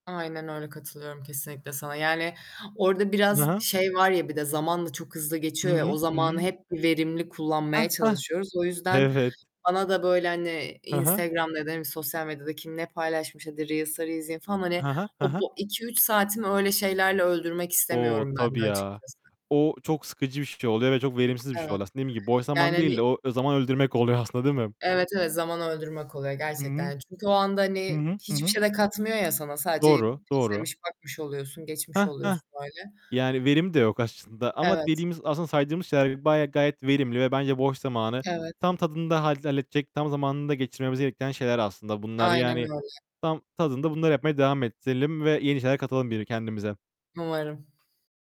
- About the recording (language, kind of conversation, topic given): Turkish, unstructured, Boş zamanlarında en çok ne yapmayı seviyorsun?
- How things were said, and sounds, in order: distorted speech; tapping; "aslında" said as "aşçında"; other background noise